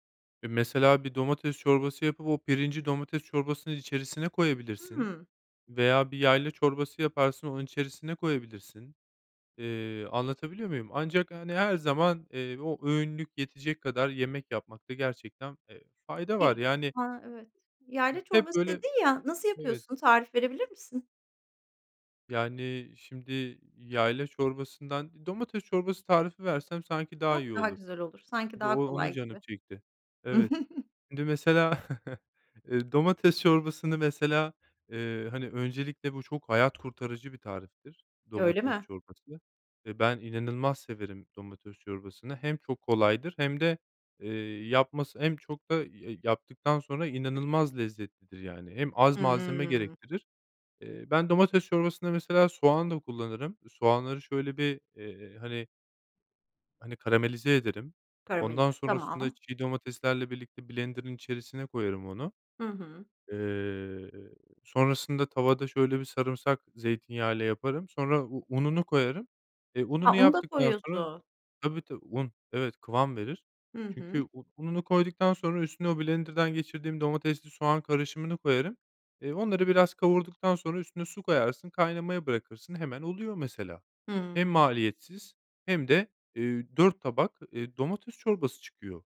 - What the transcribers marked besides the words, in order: unintelligible speech; chuckle; surprised: "A, un da koyuyorsun"
- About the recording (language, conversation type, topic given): Turkish, podcast, Uygun bütçeyle lezzetli yemekler nasıl hazırlanır?